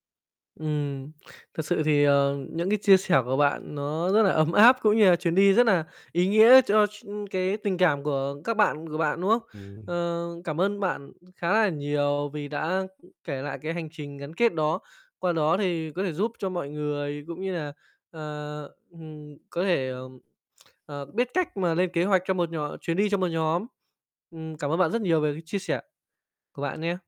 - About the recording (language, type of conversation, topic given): Vietnamese, podcast, Bạn có thể kể về chuyến đi đáng nhớ nhất của bạn không?
- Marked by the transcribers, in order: tapping; other background noise; distorted speech